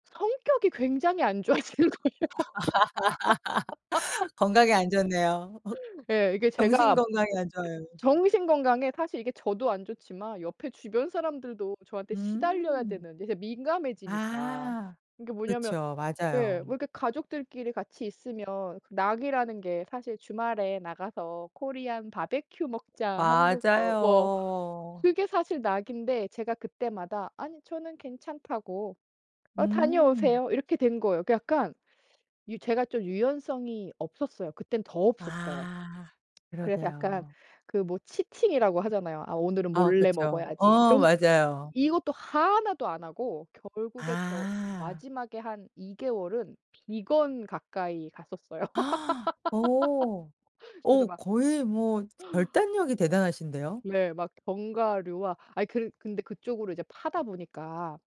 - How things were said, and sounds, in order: laughing while speaking: "좋아지는 거예요"; laugh; other background noise; tapping; gasp; laughing while speaking: "갔었어요"; laugh
- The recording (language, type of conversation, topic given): Korean, podcast, 샐러드만 먹으면 정말 건강해질까요?
- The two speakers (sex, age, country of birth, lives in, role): female, 40-44, South Korea, United States, guest; female, 45-49, South Korea, France, host